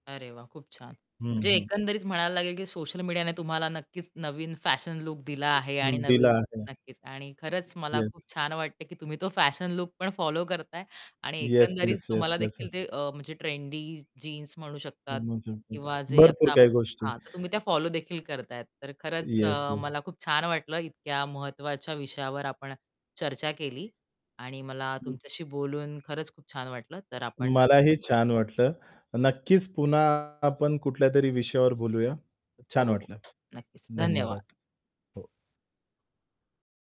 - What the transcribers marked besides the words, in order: other background noise; static; tapping; background speech; unintelligible speech; distorted speech
- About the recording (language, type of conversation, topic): Marathi, podcast, सोशल मीडियामुळे तुमच्या फॅशनमध्ये काय बदल झाले?